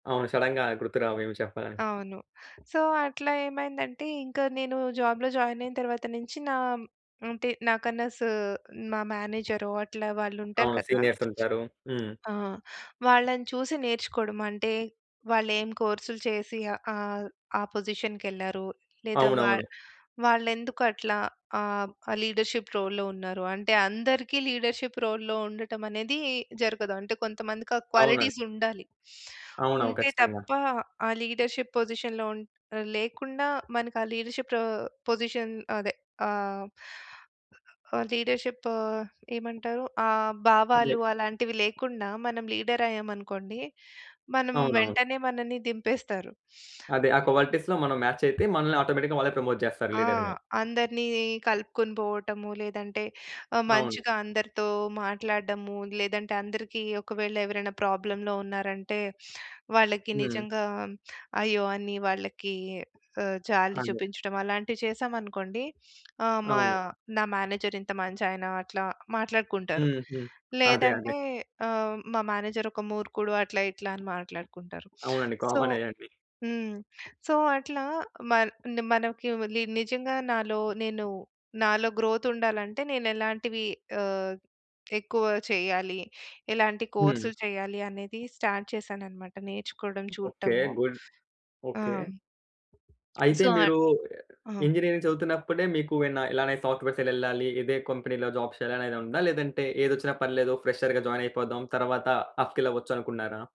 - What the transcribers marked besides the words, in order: in English: "సడెన్‌గా"; in English: "సో"; in English: "జాబ్‌లో జాయిన్"; in English: "సీనియర్స్"; other background noise; in English: "పొజిషన్‌కెళ్లారు"; in English: "లీడర్‌షిప్ రోల్‌లో"; in English: "లీడర్‌షిప్ రోల్‌లో"; in English: "క్వాలిటీస్"; in English: "లీడర్‌షిప్ పొజిషన్‌లో"; in English: "లీడర్‌షిప్"; in English: "పొజిషన్"; in English: "లీడర్‌షిప్"; in English: "లీడర్"; sniff; in English: "క్వాలిటీస్‌లో"; in English: "మాచ్"; in English: "ఆటోమేటిక్‌గా"; in English: "ప్రమోట్"; in English: "లీడర్‌గా"; in English: "ప్రాబ్లమ్‌లో"; in English: "మేనేజర్"; in English: "మేనేజర్"; in English: "సో"; in English: "సో"; in English: "గ్రోత్"; in English: "స్టార్ట్"; in English: "గుడ్"; in English: "ఇంజినీరింగ్"; in English: "సో"; in English: "సాఫ్ట్‌వేర్ సైడ్"; in English: "కొంపెనీ‌లో జాబ్"; in English: "ఫ్రెషర్‌గా జాయిన్"; in English: "ఆప్‌స్కేల్"
- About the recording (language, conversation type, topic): Telugu, podcast, మీరు ఇతరుల పనిని చూసి మరింత ప్రేరణ పొందుతారా, లేక ఒంటరిగా ఉన్నప్పుడు ఉత్సాహం తగ్గిపోతుందా?